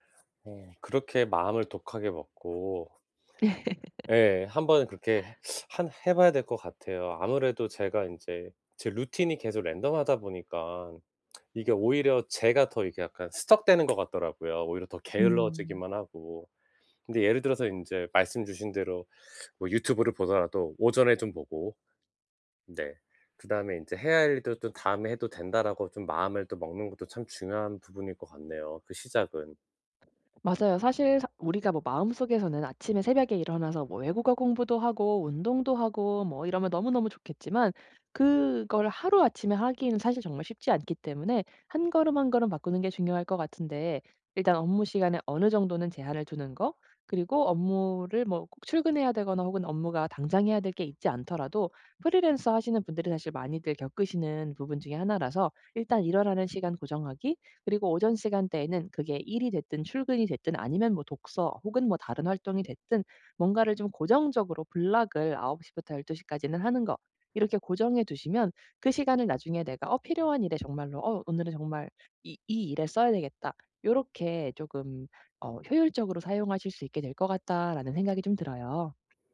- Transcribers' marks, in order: laugh; teeth sucking; in English: "랜덤하다"; in English: "스턱되는"; tapping; other background noise
- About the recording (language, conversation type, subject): Korean, advice, 창의적인 아이디어를 얻기 위해 일상 루틴을 어떻게 바꾸면 좋을까요?